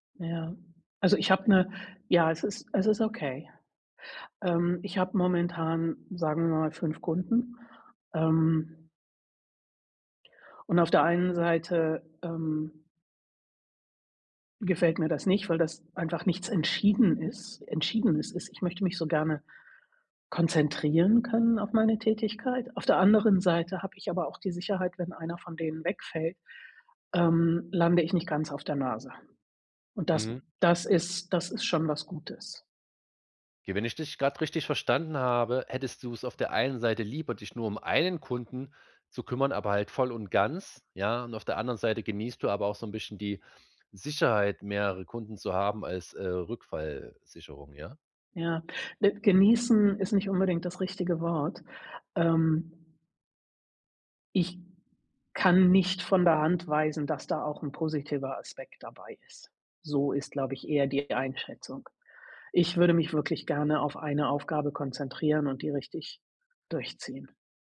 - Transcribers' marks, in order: none
- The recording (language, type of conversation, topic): German, advice, Wie kann ich besser mit der ständigen Unsicherheit in meinem Leben umgehen?